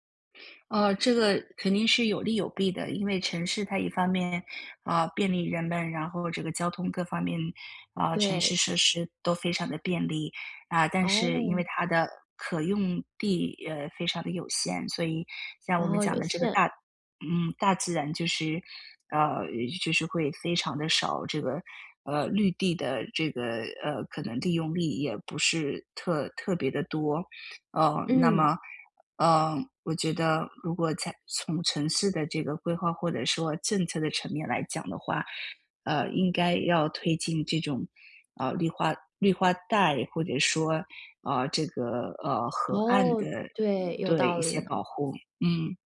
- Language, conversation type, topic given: Chinese, podcast, 城市里怎么找回接触大自然的机会？
- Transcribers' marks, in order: "利用率" said as "利用力"; "层面" said as "尘面"